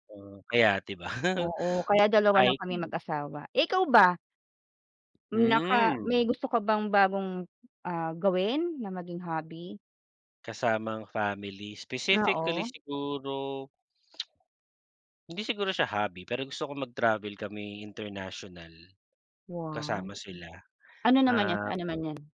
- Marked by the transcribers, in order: laugh; tongue click
- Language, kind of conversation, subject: Filipino, unstructured, Ano ang paborito mong libangan na gawin kasama ang pamilya?